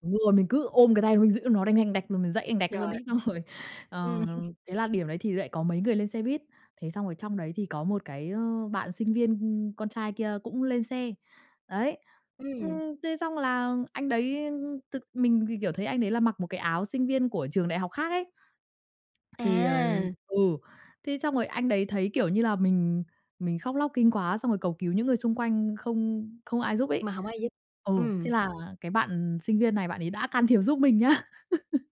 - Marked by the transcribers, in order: other background noise; laugh; tapping; laughing while speaking: "Xong rồi"; laughing while speaking: "nha"; laugh
- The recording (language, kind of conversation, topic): Vietnamese, podcast, Bạn có thể kể về một lần ai đó giúp bạn và bài học bạn rút ra từ đó là gì?